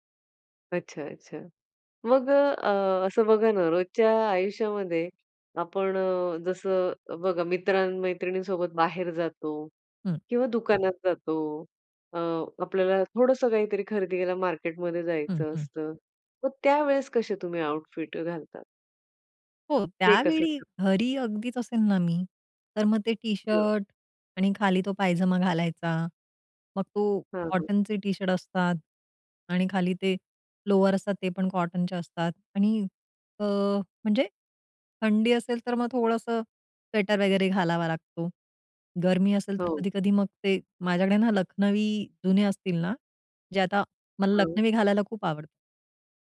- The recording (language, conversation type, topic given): Marathi, podcast, कपड्यांमध्ये आराम आणि देखणेपणा यांचा समतोल तुम्ही कसा साधता?
- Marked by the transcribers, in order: in English: "आउटफिट"